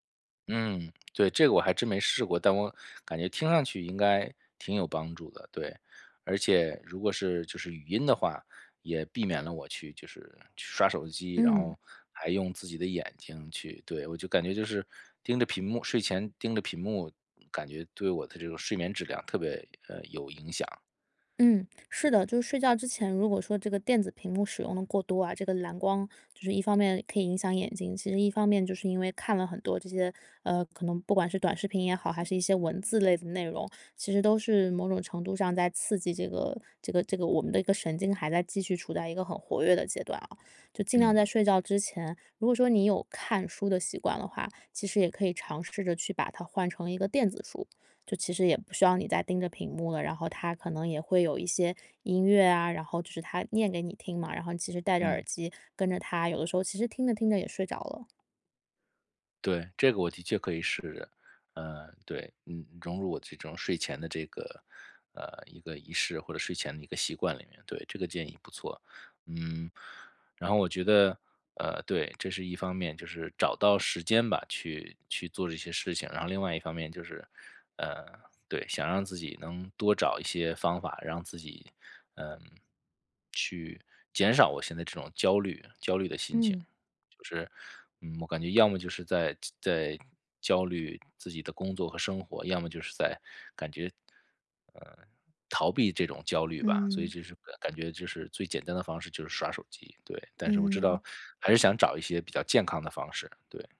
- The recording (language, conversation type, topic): Chinese, advice, 睡前如何做全身放松练习？
- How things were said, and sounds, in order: none